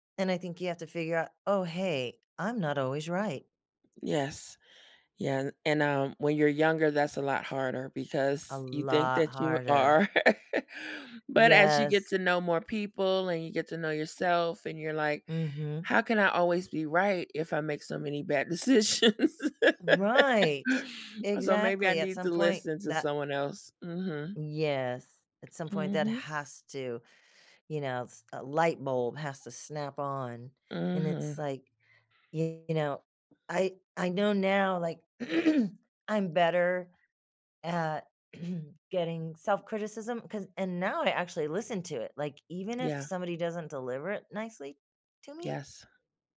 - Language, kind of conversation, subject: English, unstructured, How do you use feedback from others to grow and improve yourself?
- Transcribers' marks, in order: laugh; laughing while speaking: "decisions?"; laugh; other background noise; throat clearing